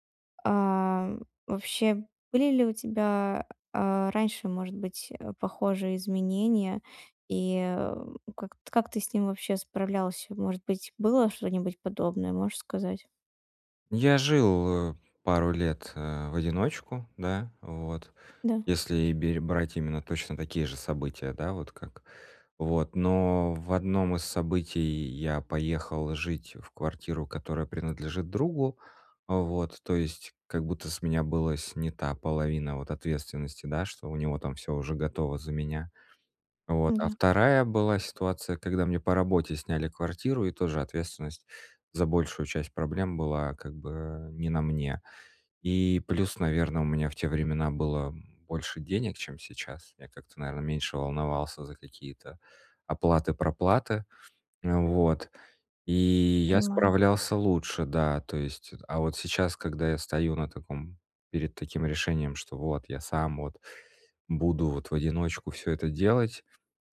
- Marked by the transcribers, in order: none
- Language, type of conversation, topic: Russian, advice, Как мне стать более гибким в мышлении и легче принимать изменения?